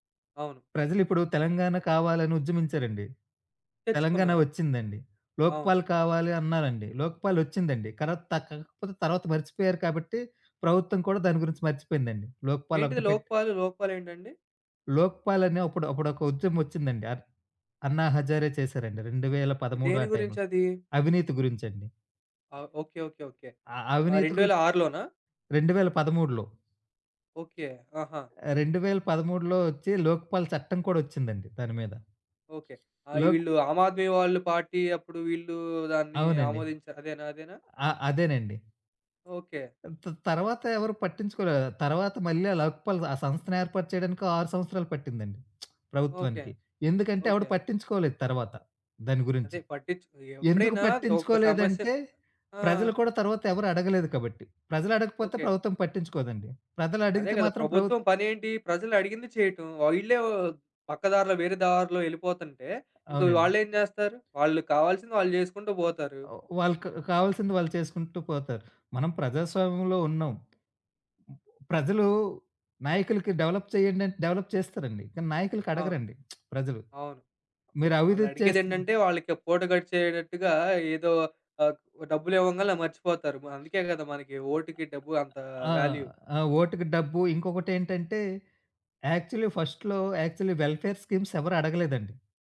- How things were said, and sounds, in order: other background noise; lip smack; tapping; in English: "డెవలప్"; in English: "డెవలప్"; lip smack; in English: "వాల్యూ"; in English: "యాక్చువల్లీ ఫస్ట్‌లో, యాక్చువల్లీ వెల్ఫేర్ స్కీమ్స్"
- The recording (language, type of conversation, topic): Telugu, podcast, సమాచార భారం వల్ల నిద్ర దెబ్బతింటే మీరు దాన్ని ఎలా నియంత్రిస్తారు?